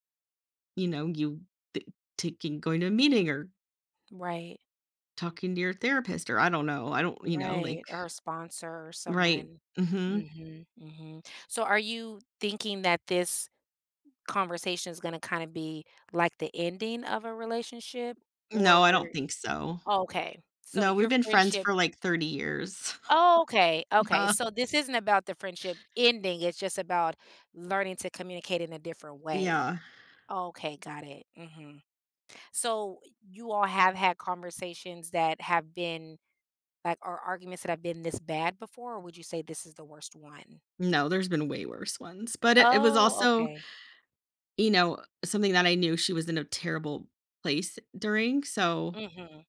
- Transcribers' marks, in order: other background noise; chuckle; stressed: "ending"
- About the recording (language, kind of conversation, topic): English, advice, How do I apologize and move forward after saying something I regret in an argument?